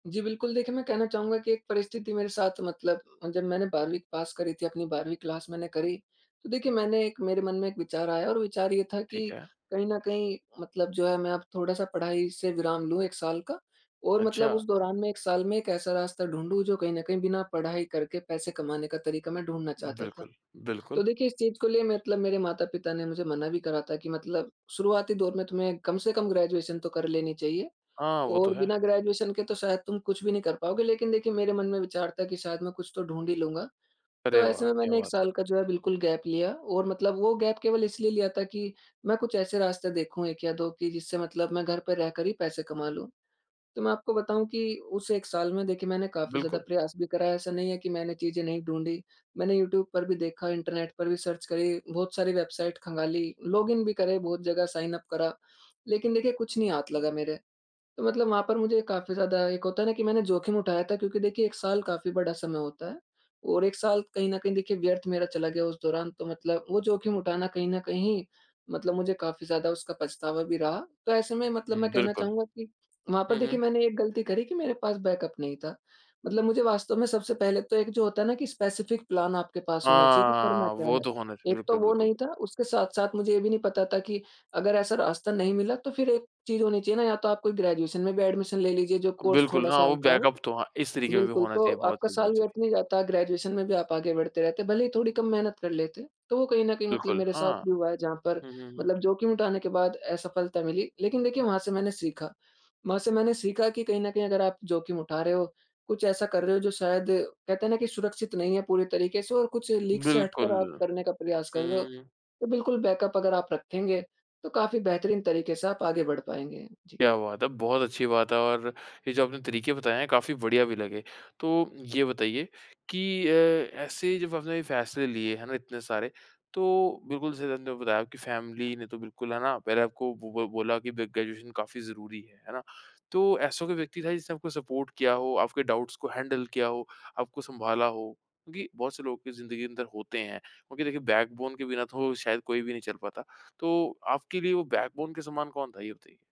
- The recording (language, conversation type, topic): Hindi, podcast, जोखिम उठाने से पहले आप अपनी अनिश्चितता को कैसे कम करते हैं?
- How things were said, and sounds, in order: in English: "क्लास"; in English: "ग्रेजुएशन"; in English: "ग्रेजुएशन"; in English: "गैप"; in English: "गैप"; in English: "सर्च"; in English: "बैकअप"; in English: "स्पेसिफिक प्लान"; in English: "ग्रेजुएशन"; in English: "एडमिशन"; in English: "कोर्स"; in English: "बैकअप"; in English: "ग्रेजुएशन"; in English: "लीग"; in English: "बैकअप"; in English: "फ़ैमिली"; in English: "ग्रेजुएशन"; in English: "सपोर्ट"; in English: "डाउट्स"; in English: "हैंडल"; in English: "बैकबोन"; in English: "बैकबोन"